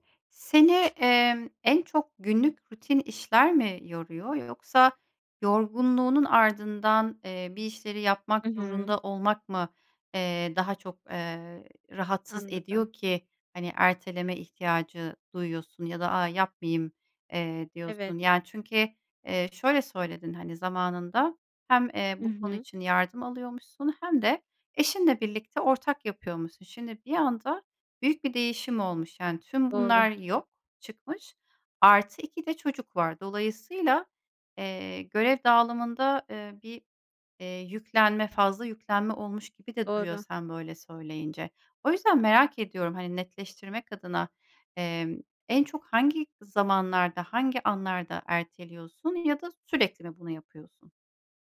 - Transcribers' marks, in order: other background noise
- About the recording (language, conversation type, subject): Turkish, advice, Erteleme alışkanlığımı nasıl kırıp görevlerimi zamanında tamamlayabilirim?